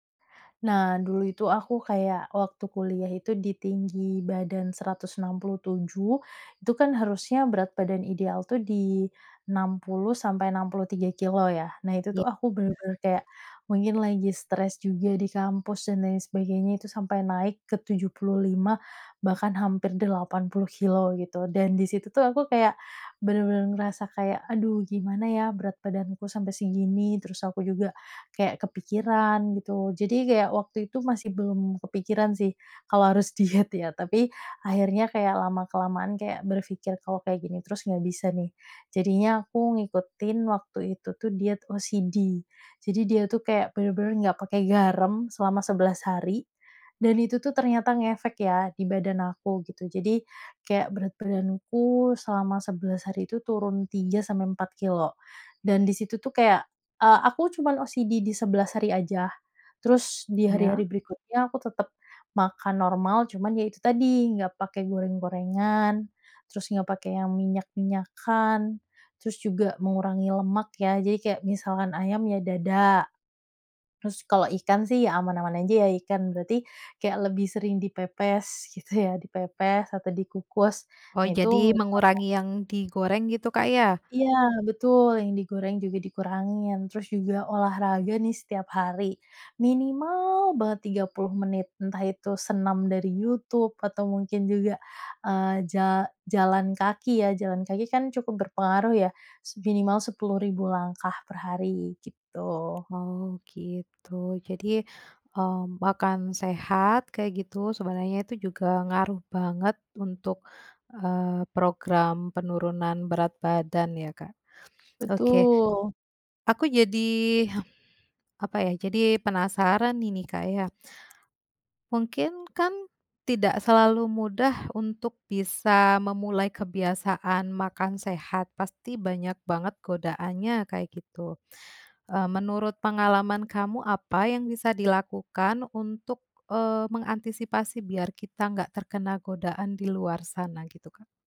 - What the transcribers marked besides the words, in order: other animal sound; unintelligible speech; in English: "OCD"; in English: "OCD"; unintelligible speech; other background noise
- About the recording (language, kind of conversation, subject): Indonesian, podcast, Apa kebiasaan makan sehat yang paling mudah menurutmu?